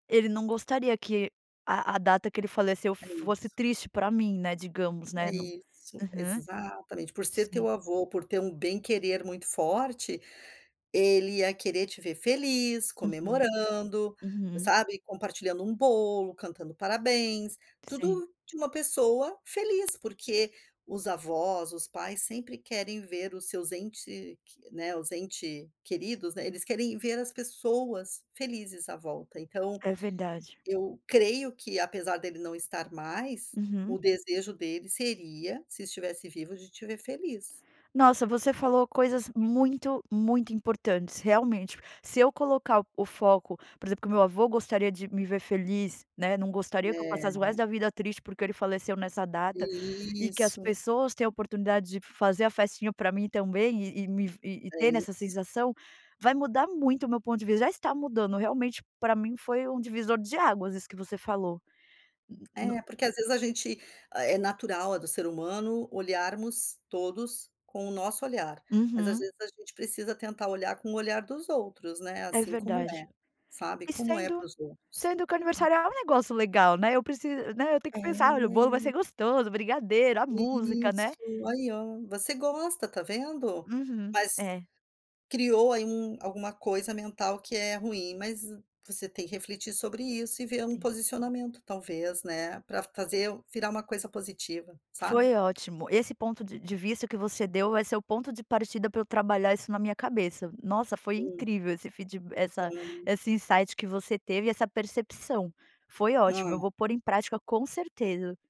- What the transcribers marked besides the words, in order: drawn out: "Isso"
- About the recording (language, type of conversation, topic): Portuguese, advice, Como você lida com aniversários e outras datas que trazem lembranças?